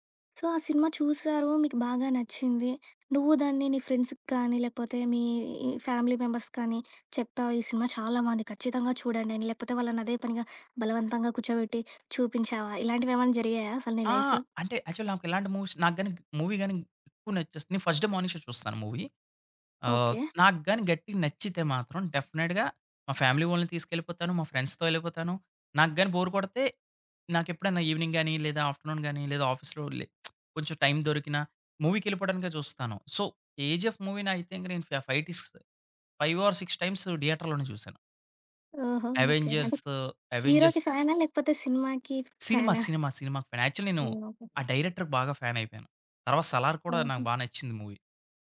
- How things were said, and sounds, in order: in English: "సో"; in English: "ఫ్రెండ్స్‌కి"; in English: "ఫ్యామిలీ మెంబర్స్‌కి"; in English: "లైఫ్‌లో?"; in English: "యాక్చువల్లీ"; in English: "మూవీస్"; in English: "మూవీ"; other background noise; in English: "ఫస్ట్ డే మార్నింగ్ షో"; in English: "మూవీ"; in English: "డెఫినిట్‌గా"; in English: "ఫ్యామిలీ"; in English: "ఫ్రెండ్స్‌తో"; in English: "బోర్"; in English: "ఎవెనింగ్"; in English: "ఆఫ్టర్‌నూన్"; lip smack; in English: "టైమ్"; in English: "సో"; in English: "ఫైవ్ ఆర్ సిక్స్ టైమ్స్ థియేటర్‌లోనే"; in English: "ఫ్యాన్ యాక్చువలి"; in English: "డైరెక్టర్‌కి"; in English: "ఫ్యాన్"; in English: "మూవీ"
- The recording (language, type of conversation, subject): Telugu, podcast, ఫిల్మ్ లేదా టీవీలో మీ సమూహాన్ని ఎలా చూపిస్తారో అది మిమ్మల్ని ఎలా ప్రభావితం చేస్తుంది?